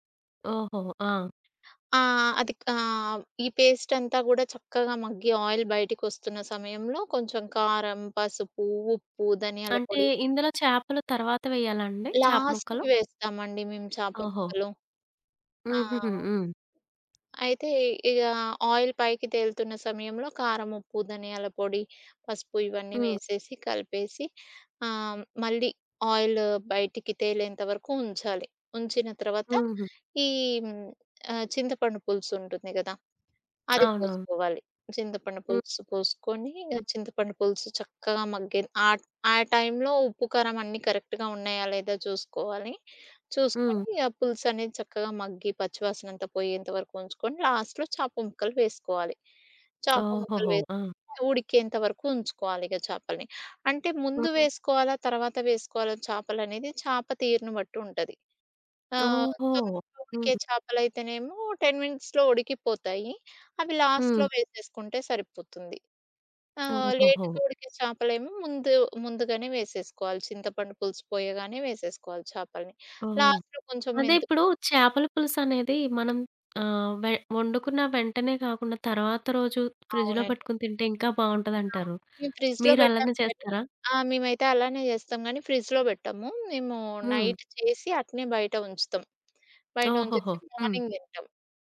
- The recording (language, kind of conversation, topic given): Telugu, podcast, ఫ్రిజ్‌లో ఉండే సాధారణ పదార్థాలతో మీరు ఏ సౌఖ్యాహారం తయారు చేస్తారు?
- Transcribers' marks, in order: other background noise; in English: "ఆయిల్"; tapping; in English: "లాస్ట్‌కి"; in English: "ఆయిల్"; in English: "టైంలో"; in English: "కరెక్ట్‌గా"; in English: "లాస్ట్‌లో"; in English: "టెన్ మినిట్స్‌లో"; in English: "లాస్ట్‌లో"; in English: "లేట్‌గా"; in English: "లాస్ట్‌లో"; in English: "నైట్"; in English: "మార్నింగ్"